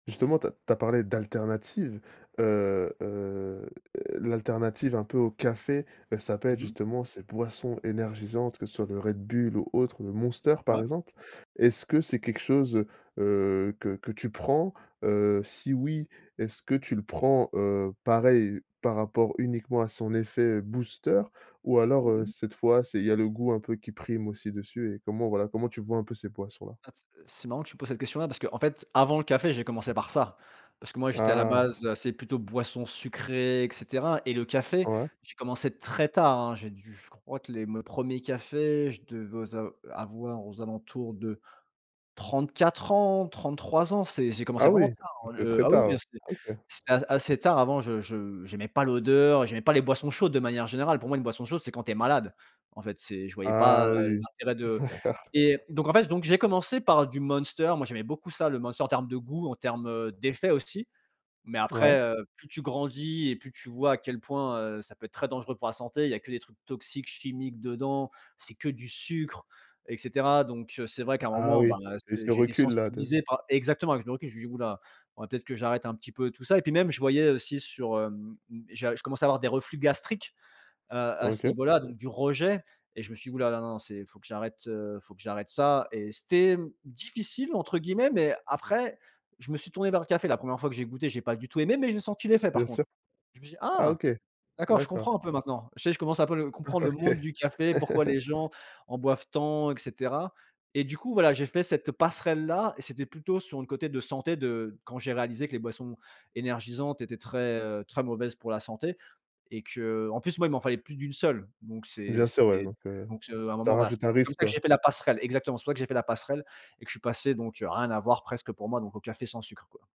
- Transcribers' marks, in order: stressed: "café"; stressed: "très"; other background noise; stressed: "pas"; laughing while speaking: "D'accord"; stressed: "gastriques"; surprised: "Ah !"; laughing while speaking: "Oh, OK"; chuckle; stressed: "passerelle"
- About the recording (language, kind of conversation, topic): French, podcast, Quel rôle joue le café dans ta matinée ?